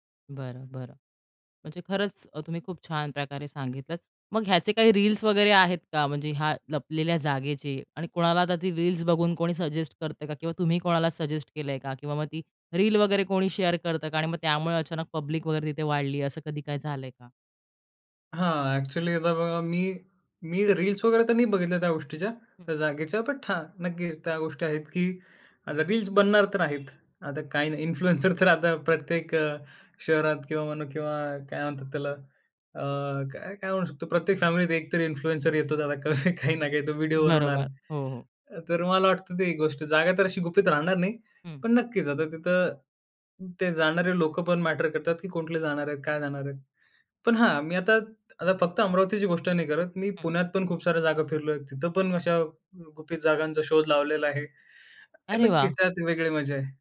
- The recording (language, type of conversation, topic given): Marathi, podcast, शहरातील लपलेली ठिकाणे तुम्ही कशी शोधता?
- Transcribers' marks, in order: tapping; in English: "सजेस्ट"; in English: "सजेस्ट"; in English: "शेअर"; in English: "पब्लिक"; other noise; horn; laughing while speaking: "इन्फ्लुएन्सर तर आता"; in English: "इन्फ्लुएन्सर"; in English: "इन्फ्लुएन्सर"; chuckle; in English: "इन्फ्लुएन्सर"; chuckle